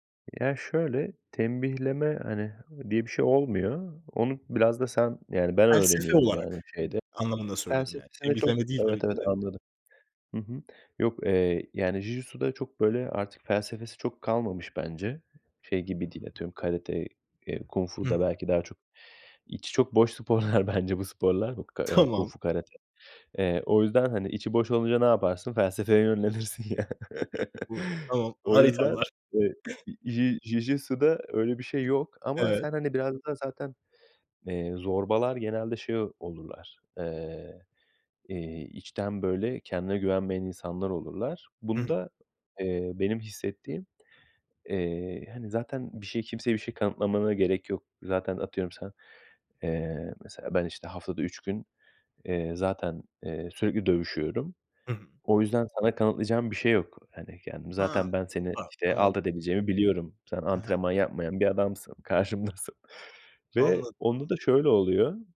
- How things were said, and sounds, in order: other background noise; unintelligible speech; laughing while speaking: "sporlar"; laughing while speaking: "Tamam"; laughing while speaking: "yönlenirsin"; laugh; chuckle; unintelligible speech; laughing while speaking: "karşımdasın"
- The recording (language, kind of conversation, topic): Turkish, podcast, En çok tutkunu olduğun hobini anlatır mısın?